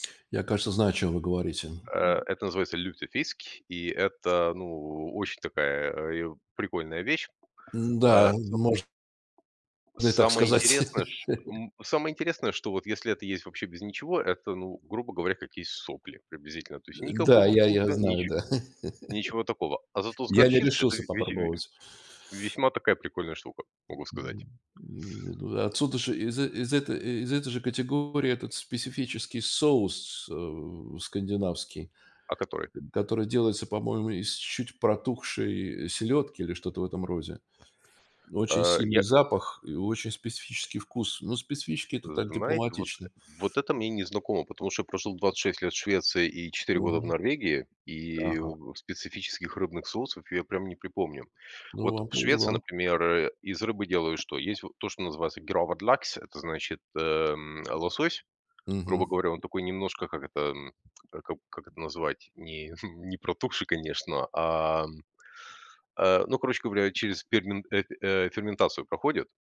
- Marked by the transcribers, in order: other background noise; tapping; laugh; chuckle; chuckle
- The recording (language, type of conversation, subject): Russian, unstructured, Какой самый необычный вкус еды вы когда-либо пробовали?